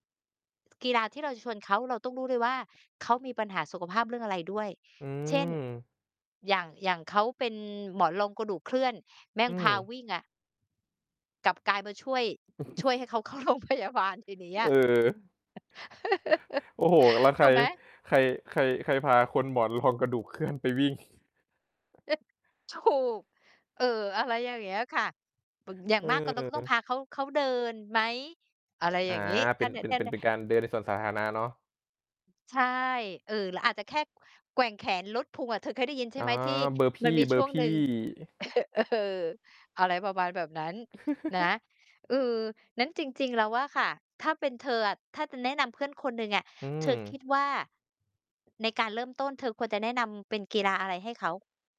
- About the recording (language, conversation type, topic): Thai, unstructured, กีฬาประเภทไหนที่คนทั่วไปควรลองเล่นดู?
- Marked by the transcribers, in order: tapping; distorted speech; chuckle; laughing while speaking: "เข้าโรงพยาบาล"; laugh; laughing while speaking: "โอ้โฮ !"; laughing while speaking: "รองกระดูกเคลื่อน"; chuckle; laughing while speaking: "ถูก"; other background noise; chuckle; laughing while speaking: "เออ"; chuckle